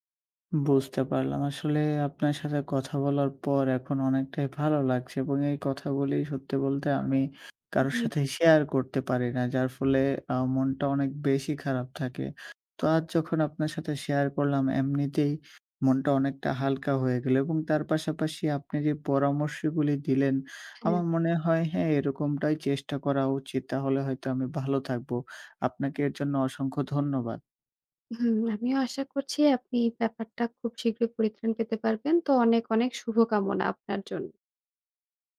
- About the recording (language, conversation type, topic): Bengali, advice, আপনার প্রাক্তন সঙ্গী নতুন সম্পর্কে জড়িয়েছে জেনে আপনার ভেতরে কী ধরনের ঈর্ষা ও ব্যথা তৈরি হয়?
- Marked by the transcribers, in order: other background noise